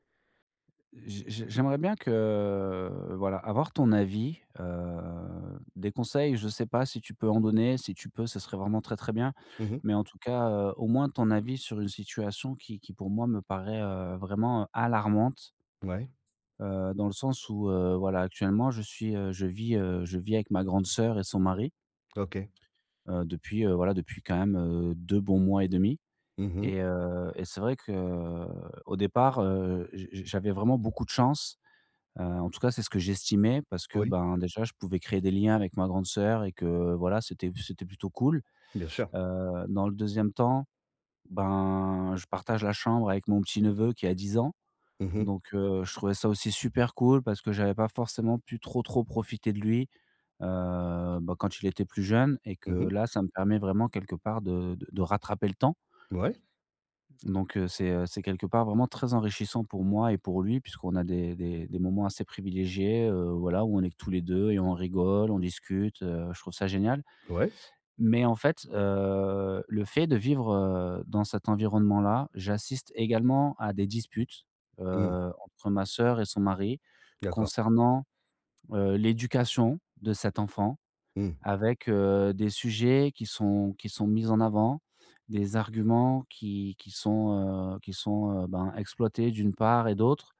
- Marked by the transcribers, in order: drawn out: "que"; drawn out: "heu"; drawn out: "que"
- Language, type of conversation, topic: French, advice, Comment régler calmement nos désaccords sur l’éducation de nos enfants ?